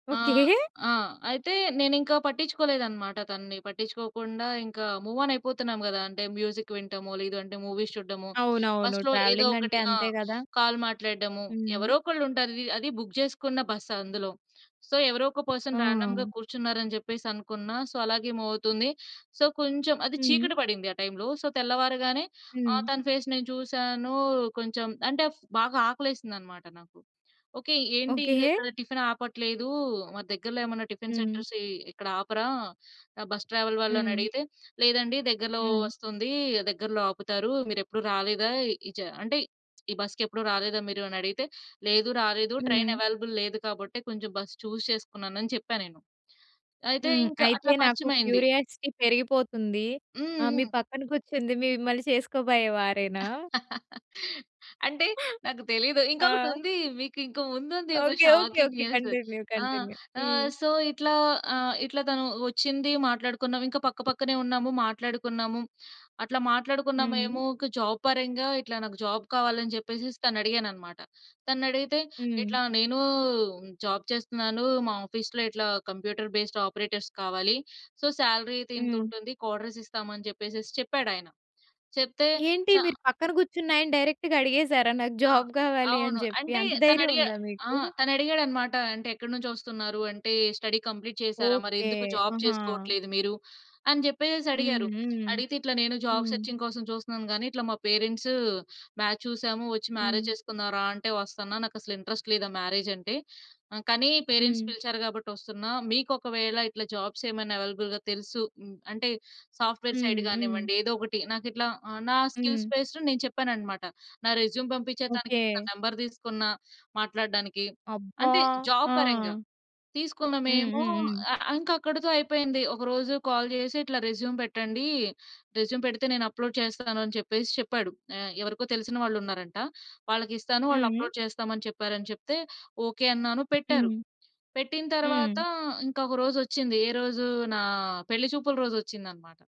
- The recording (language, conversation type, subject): Telugu, podcast, మీ జీవితాన్ని పూర్తిగా మార్చిన ప్రయాణం ఏది?
- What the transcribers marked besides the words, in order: chuckle; in English: "మూవ్ ఆన్"; in English: "మ్యూజిక్"; in English: "మూవీస్"; in English: "ట్రావెలింగ్"; in English: "కాల్"; in English: "బుక్"; in English: "సో"; in English: "పర్సన్ రాండమ్‌గా"; in English: "సో"; in English: "మూవ్"; in English: "సో"; in English: "సో"; in English: "ఫేస్"; in English: "టిఫిన్ సెంటర్స్"; in English: "బస్ ట్రావెల్"; in English: "అవైలబుల్"; in English: "చూస్"; in English: "క్యూరియాసిటీ"; laugh; in English: "షాకింగ్ న్యూస్"; laughing while speaking: "ఓకే. ఓకే. ఓకే. కంటిన్యూ. కంటిన్యూ"; in English: "సో"; in English: "కంటిన్యూ. కంటిన్యూ"; in English: "జాబ్"; in English: "జాబ్"; in English: "జాబ్"; in English: "కంప్యూటర్ బేస్డ్ ఆపరేటర్స్"; in English: "సో సాలరీ"; in English: "క్వార్టర్స్"; in English: "డైరెక్ట్‌గా"; in English: "జాబ్"; in English: "స్టడీ కంప్లీట్"; in English: "జాబ్"; in English: "జాబ్ సెర్చింగ్"; in English: "పేరెంట్స్ మాచ్"; in English: "మ్యారేజ్"; in English: "ఇంట్రెస్ట్"; in English: "ఆ మ్యారేజ్"; in English: "పేరెంట్స్"; in English: "జాబ్స్"; in English: "అవైలబుల్‌గా"; in English: "సాఫ్ట్‌వేర్ సైడ్"; in English: "స్కిల్స్ బేస్డ్"; in English: "రెస్యూమ్"; in English: "నంబర్"; in English: "జాబ్"; in English: "కాల్"; in English: "రెస్యూమ్"; in English: "రెస్యూమ్"; in English: "అప్‌లోడ్"; in English: "అప్‌లోడ్"